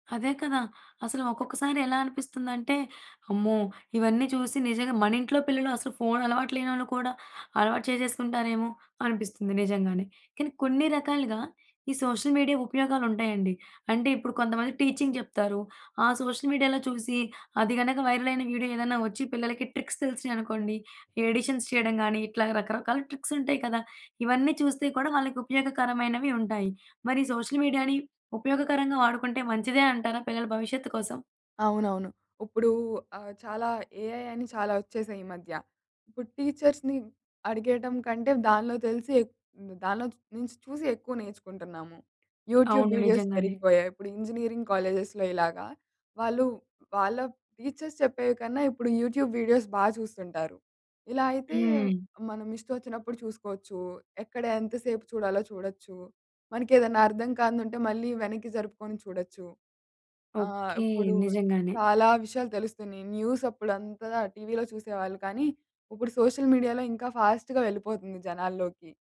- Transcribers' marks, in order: in English: "సోషల్ మీడియా"; in English: "టీచింగ్"; in English: "సోషల్ మీడియాలో"; in English: "ట్రిక్స్"; in English: "ఎడిషన్స్"; in English: "సోషల్ మీడియాని"; in English: "ఏఐ"; in English: "టీచర్స్‌ని"; in English: "యూట్యూబ్ వీడియోస్"; in English: "ఇంజినీరింగ్ కాలేజెస్‌లో"; in English: "టీచర్స్"; in English: "యూట్యూబ్ వీడియోస్"; in English: "సోషల్ మీడియాలో"; in English: "ఫాస్ట్‌గా"
- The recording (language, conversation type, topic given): Telugu, podcast, సామాజిక మాధ్యమాల్లోని అల్గోరిథమ్లు భవిష్యత్తులో మన భావోద్వేగాలపై ఎలా ప్రభావం చూపుతాయని మీరు అనుకుంటారు?